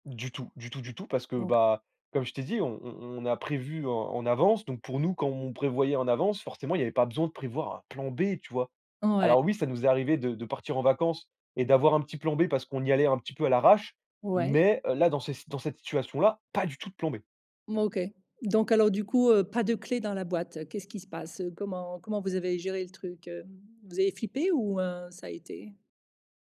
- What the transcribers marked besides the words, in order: other noise
- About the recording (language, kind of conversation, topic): French, podcast, Peux-tu raconter un pépin de voyage dont tu rigoles encore ?